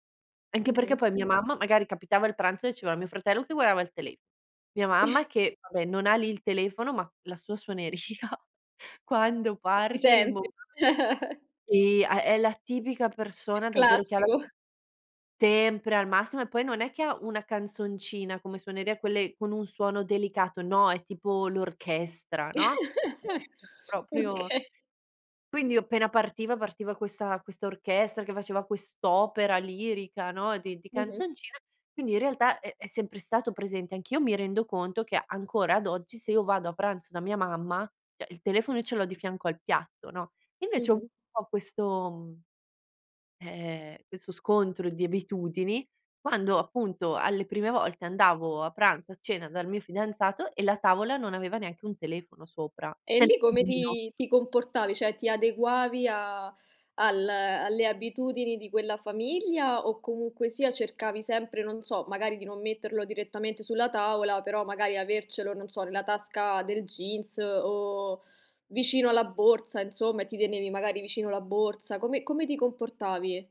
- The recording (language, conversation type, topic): Italian, podcast, Ti capita mai di controllare lo smartphone mentre sei con amici o famiglia?
- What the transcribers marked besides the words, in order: chuckle; laughing while speaking: "suoneria quando parte"; chuckle; laughing while speaking: "Classico!"; giggle; laughing while speaking: "Okay"; unintelligible speech; "proprio" said as "propio"; unintelligible speech